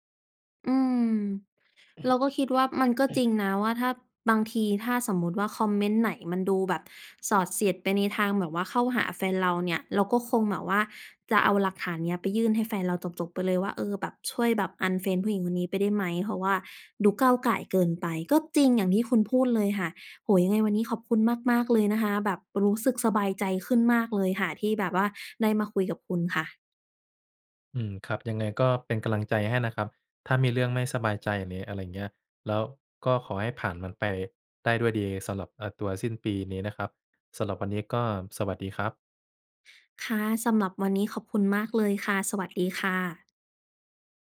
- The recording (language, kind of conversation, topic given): Thai, advice, คุณควรทำอย่างไรเมื่อรู้สึกไม่เชื่อใจหลังพบข้อความน่าสงสัย?
- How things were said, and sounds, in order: throat clearing; other background noise; tapping